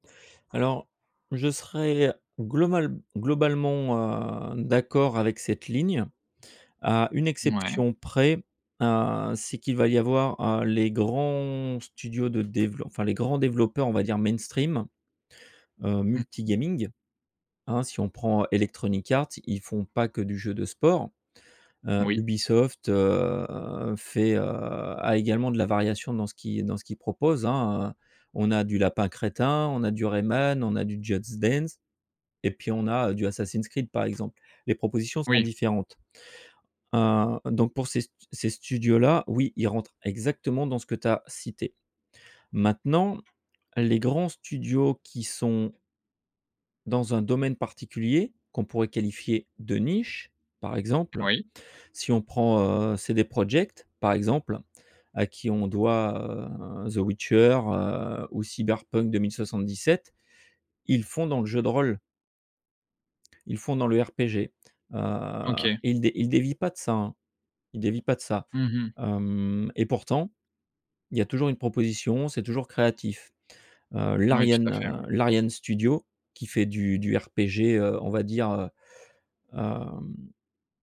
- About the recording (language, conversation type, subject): French, podcast, Quel rôle jouent les émotions dans ton travail créatif ?
- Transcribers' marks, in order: tapping; in English: "mainstream"; in English: "multi-gaming"; other background noise